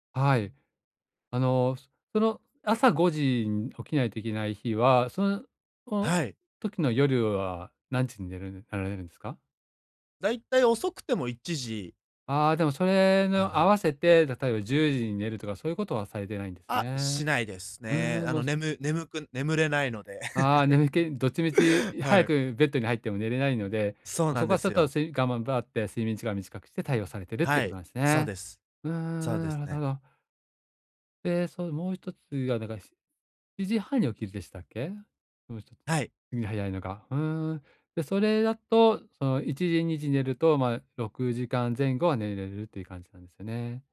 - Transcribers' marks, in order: giggle; "がんばって" said as "がむばって"
- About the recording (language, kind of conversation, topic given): Japanese, advice, 毎日同じ時間に寝起きする習慣をどう作ればよいですか？